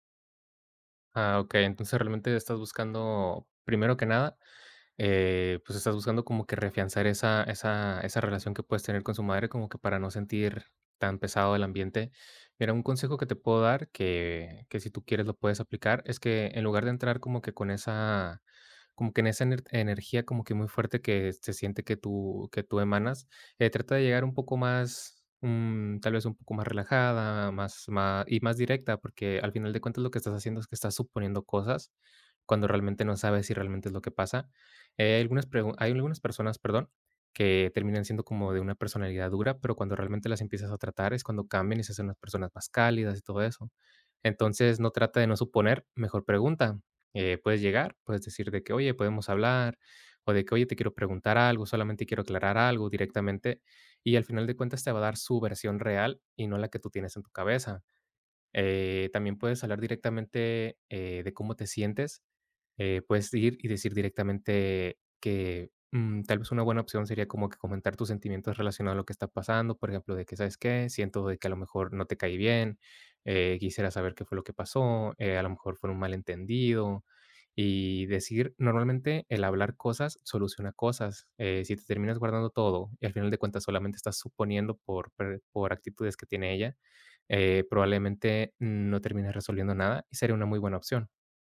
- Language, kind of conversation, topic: Spanish, advice, ¿Cómo puedo hablar con mi pareja sobre un malentendido?
- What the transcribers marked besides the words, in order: none